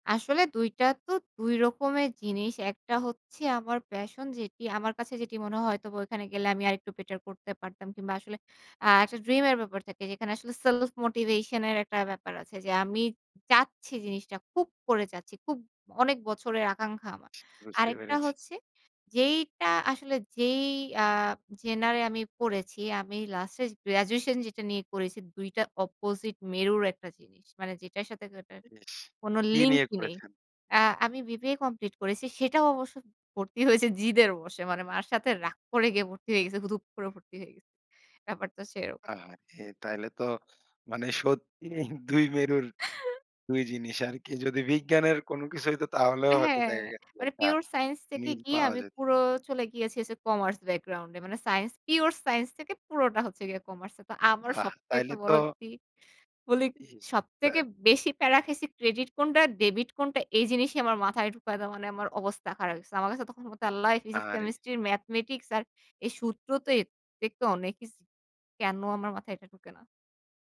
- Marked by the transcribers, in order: in English: "passion"; in English: "dream"; in English: "self motivation"; other background noise; in English: "genre"; in English: "graduation"; in English: "opposite"; laughing while speaking: "ভর্তি হইছি জিদের বসে"; laughing while speaking: "সত্যিই দুই মেরুর, দুই জিনিস আরকি"; chuckle; in English: "credit"; in English: "debit"
- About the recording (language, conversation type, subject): Bengali, podcast, তোমার কাছে ‘সময় ভালো কেটে যাওয়া’ বলতে কী বোঝায়?